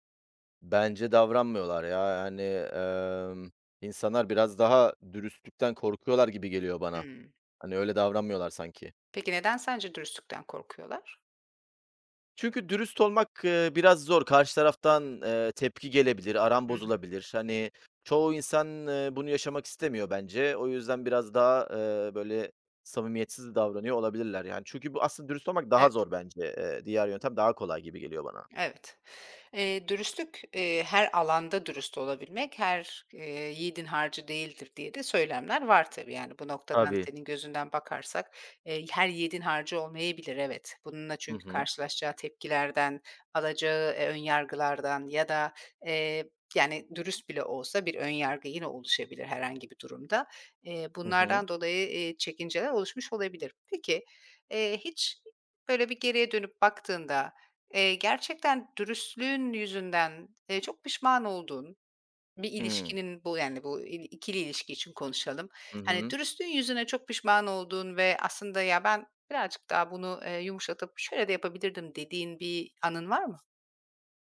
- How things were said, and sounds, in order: other background noise; tapping
- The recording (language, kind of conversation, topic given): Turkish, podcast, Kibarlık ile dürüstlük arasında nasıl denge kurarsın?